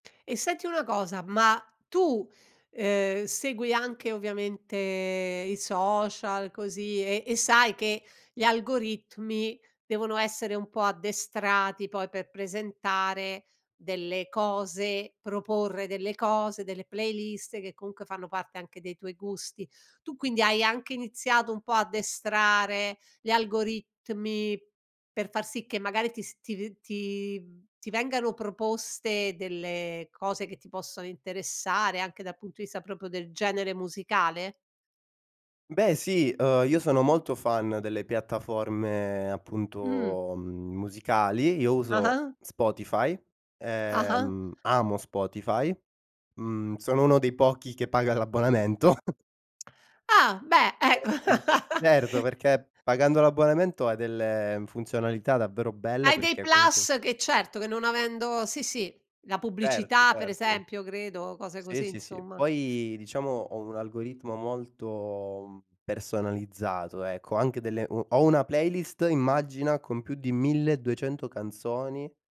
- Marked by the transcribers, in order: in English: "fan"; chuckle; laugh; other background noise; tapping; in English: "plus"
- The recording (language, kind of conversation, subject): Italian, podcast, Come influenzano le tue scelte musicali gli amici?